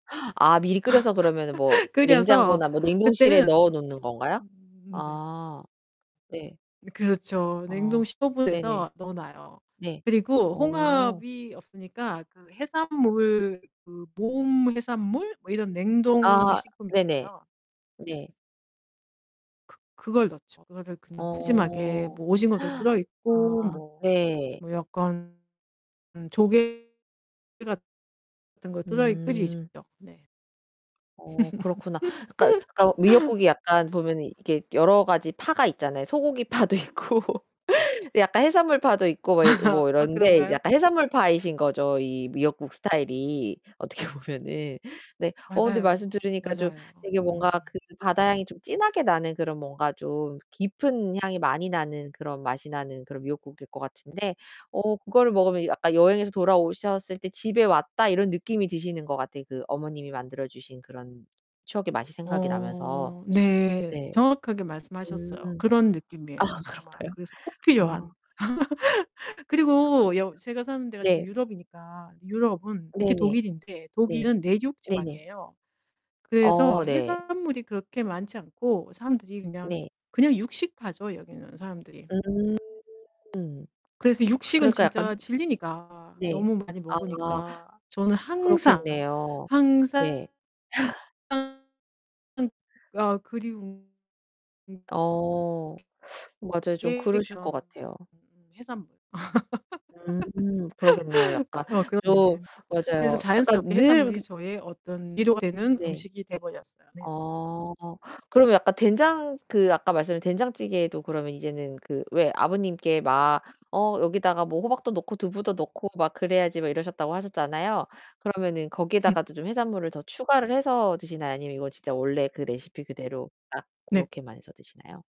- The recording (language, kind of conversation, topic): Korean, podcast, 어떤 음식이 당신에게 위로가 되나요?
- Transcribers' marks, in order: laugh; distorted speech; other background noise; gasp; laugh; laughing while speaking: "파도 있고"; laugh; laughing while speaking: "어떻게 보면은"; laughing while speaking: "그런가요?"; laugh; drawn out: "음"; laugh; tapping; laugh; laugh